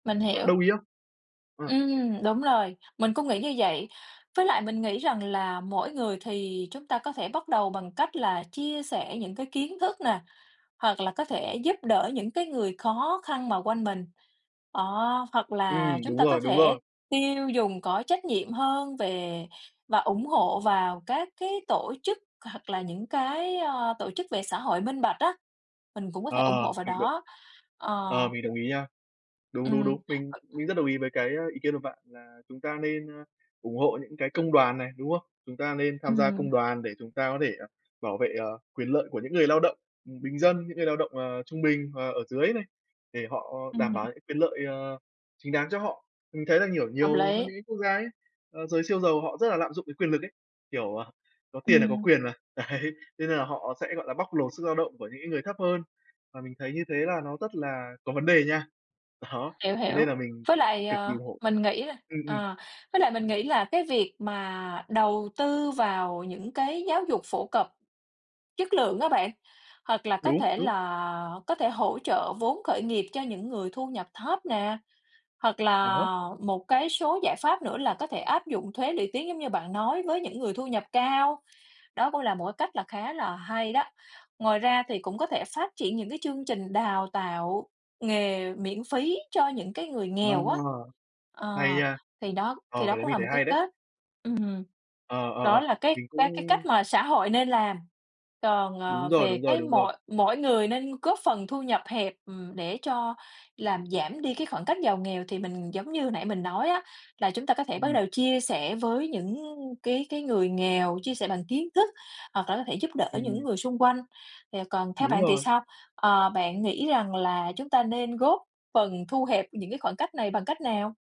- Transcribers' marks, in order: tapping; other background noise; laughing while speaking: "đấy"; laughing while speaking: "Đó"
- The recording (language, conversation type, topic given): Vietnamese, unstructured, Bạn cảm thấy thế nào khi thấy khoảng cách giàu nghèo ngày càng lớn?